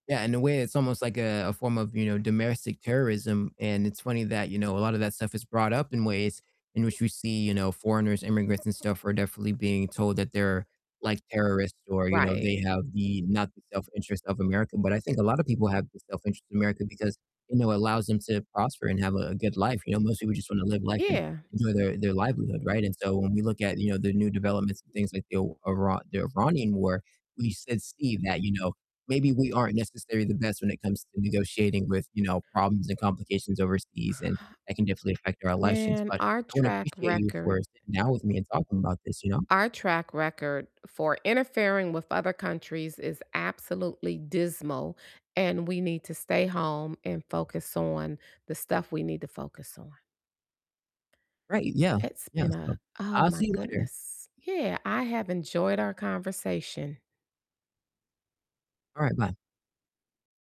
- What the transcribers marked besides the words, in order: other background noise; distorted speech; tapping
- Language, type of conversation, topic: English, unstructured, What worries you about the way elections are run?
- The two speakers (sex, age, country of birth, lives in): female, 60-64, United States, United States; male, 20-24, United States, United States